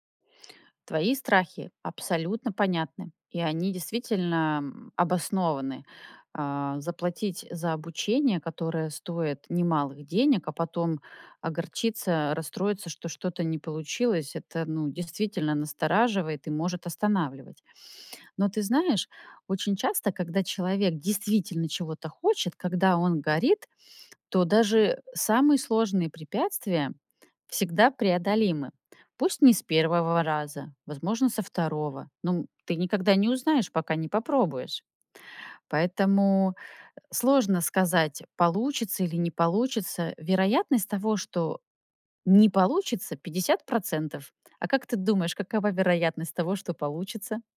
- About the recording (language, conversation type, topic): Russian, advice, Как вы планируете сменить карьеру или профессию в зрелом возрасте?
- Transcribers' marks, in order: none